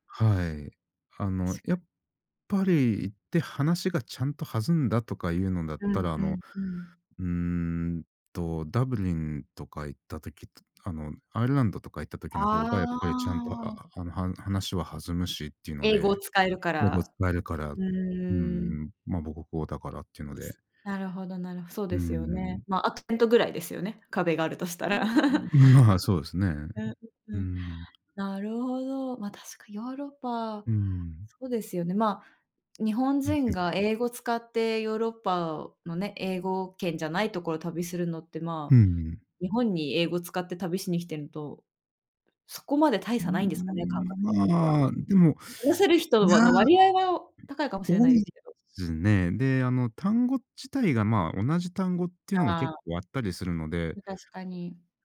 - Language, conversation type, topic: Japanese, unstructured, 旅行するとき、どんな場所に行きたいですか？
- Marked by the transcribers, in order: drawn out: "あーあ"; chuckle; unintelligible speech